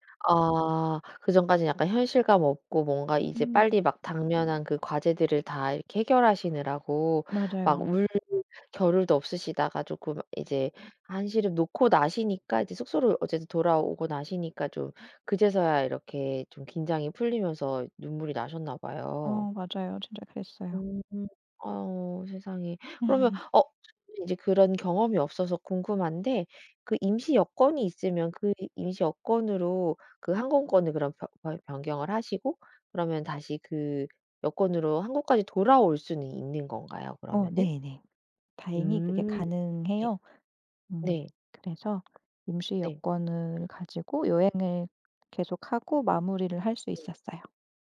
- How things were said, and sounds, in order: other background noise; unintelligible speech; laugh; tapping
- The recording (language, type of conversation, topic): Korean, podcast, 여행 중 여권이나 신분증을 잃어버린 적이 있나요?